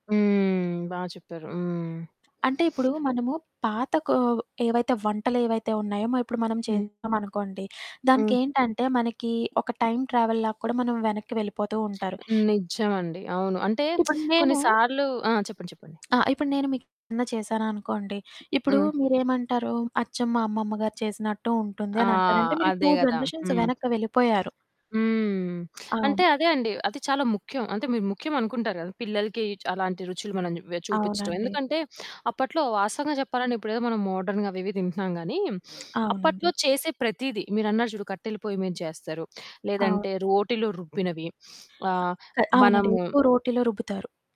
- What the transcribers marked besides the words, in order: other background noise; distorted speech; in English: "టైమ్ ట్రావెల్‌లా"; static; stressed: "నిజం"; lip smack; lip smack; in English: "టూ జనరేషన్స్"; in English: "మోడ్రర్న్‌గా"
- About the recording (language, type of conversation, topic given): Telugu, podcast, పాత కుటుంబ వంటకాలను కొత్త ప్రయోగాలతో మీరు ఎలా మేళవిస్తారు?